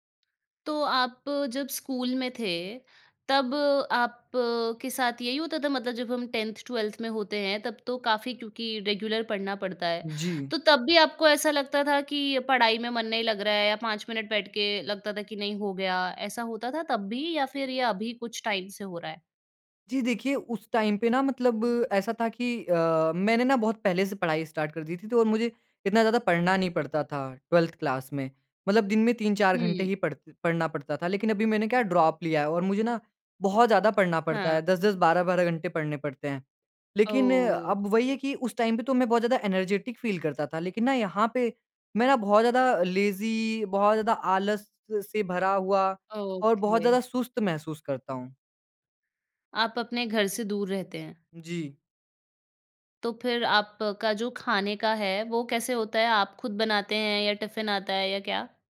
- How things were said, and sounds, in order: in English: "टेंथ ट्वेल्थ"; in English: "रेगुलर"; in English: "टाइम"; in English: "टाइम"; in English: "स्टार्ट"; in English: "ट्वेल्थ क्लास"; in English: "ड्रॉप"; in English: "टाइम"; in English: "एनर्जेटिक फ़ील"; in English: "लेज़ी"; in English: "ओके"; in English: "टिफ़िन"
- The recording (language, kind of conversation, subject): Hindi, advice, दिनचर्या बदलने के बाद भी मेरी ऊर्जा में सुधार क्यों नहीं हो रहा है?